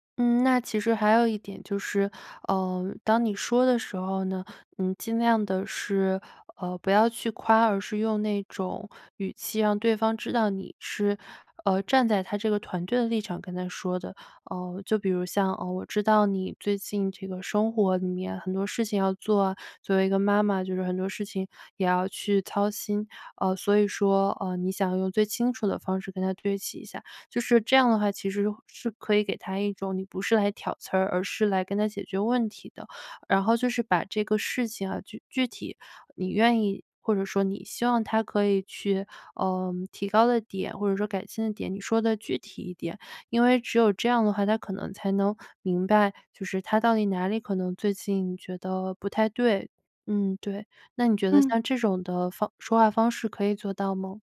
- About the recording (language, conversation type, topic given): Chinese, advice, 在工作中该如何给同事提供负面反馈？
- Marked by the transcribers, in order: none